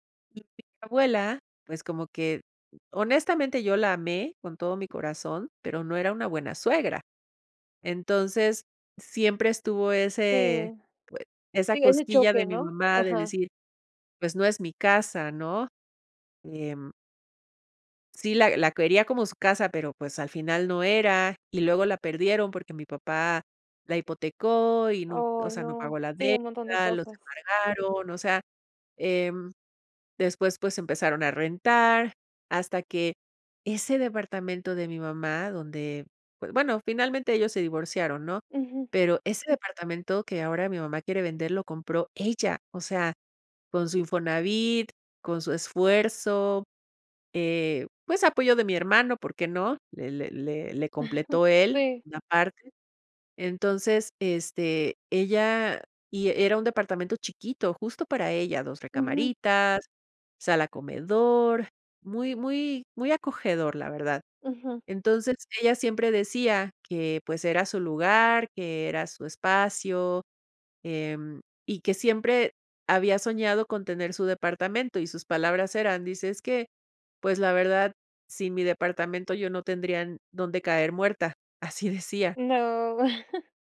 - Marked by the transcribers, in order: unintelligible speech; chuckle; other background noise; chuckle
- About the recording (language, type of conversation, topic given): Spanish, advice, ¿Cómo te sientes al dejar tu casa y tus recuerdos atrás?
- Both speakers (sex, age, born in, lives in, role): female, 25-29, Mexico, Mexico, advisor; female, 50-54, Mexico, Mexico, user